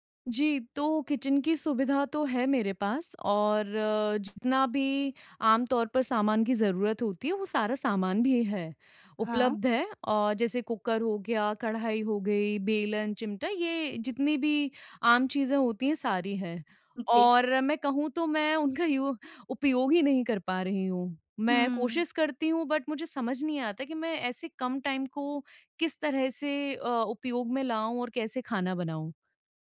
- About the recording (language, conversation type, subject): Hindi, advice, कम समय में स्वस्थ भोजन कैसे तैयार करें?
- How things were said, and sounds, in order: in English: "किचन"; other background noise; laughing while speaking: "उनका उपयोग"; in English: "बट"; in English: "टाइम"; tapping